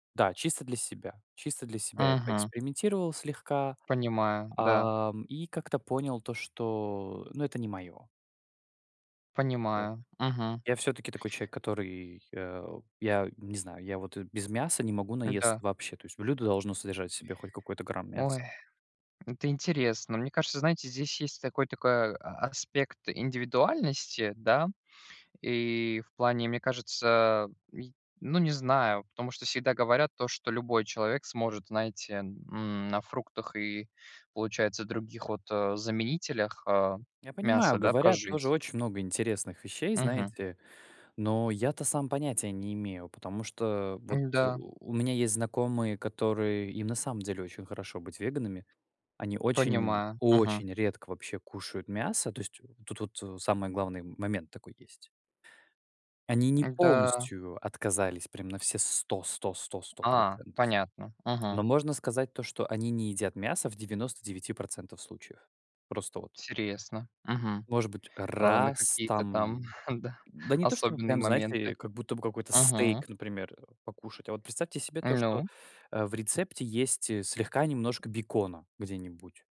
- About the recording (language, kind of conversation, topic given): Russian, unstructured, Почему многие считают, что вегетарианство навязывается обществу?
- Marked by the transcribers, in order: tapping; chuckle